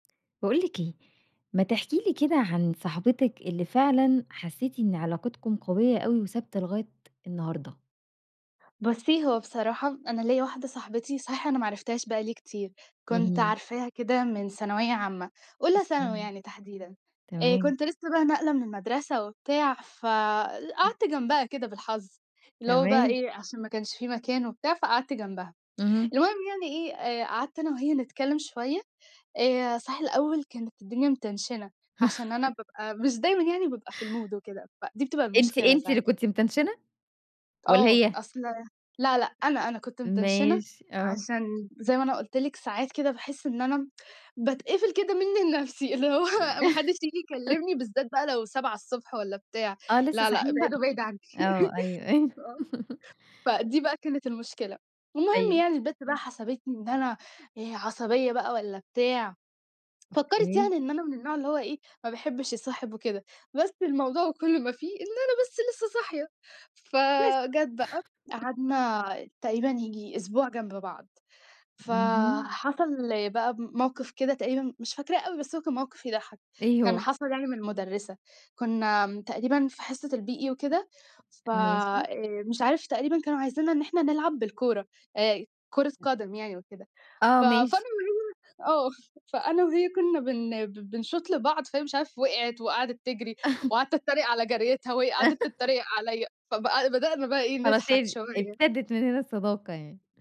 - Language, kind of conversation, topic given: Arabic, podcast, إحكيلنا عن صداقة فضلت قوية مع الأيام وإزاي اتأكدتوا إنها بتستحمل الوقت؟
- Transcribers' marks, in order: tapping; other background noise; in English: "متنشنة"; chuckle; in English: "المود"; in English: "متنشنة"; in English: "متنشنة"; laugh; laugh; chuckle; chuckle; in English: "الBE"; unintelligible speech; chuckle; laugh